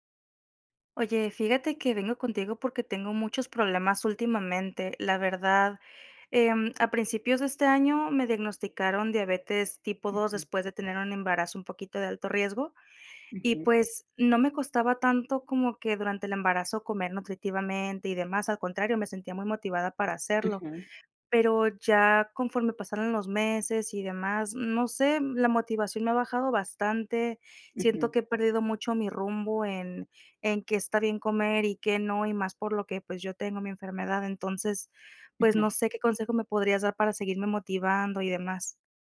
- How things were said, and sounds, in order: none
- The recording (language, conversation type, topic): Spanish, advice, ¿Cómo puedo recuperar la motivación para cocinar comidas nutritivas?
- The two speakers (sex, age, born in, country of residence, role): female, 30-34, Mexico, Mexico, advisor; female, 30-34, Mexico, Mexico, user